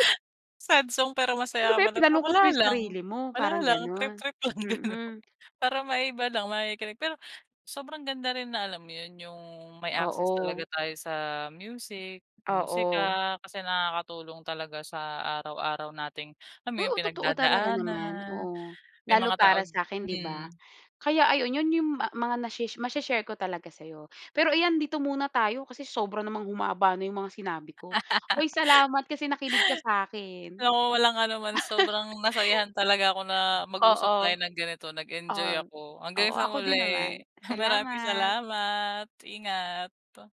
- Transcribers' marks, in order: other noise; laughing while speaking: "lang din 'no"; in English: "access"
- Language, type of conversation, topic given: Filipino, podcast, Sino ang pinakagusto mong musikero o banda, at bakit?